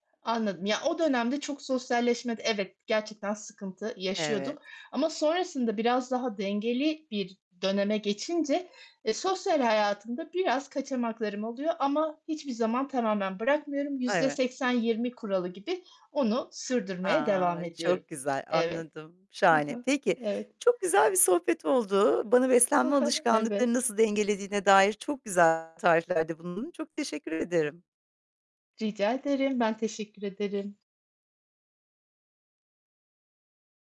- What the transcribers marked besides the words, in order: other background noise; static; giggle; distorted speech
- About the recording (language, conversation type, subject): Turkish, podcast, Beslenme alışkanlıklarını nasıl dengeliyorsun?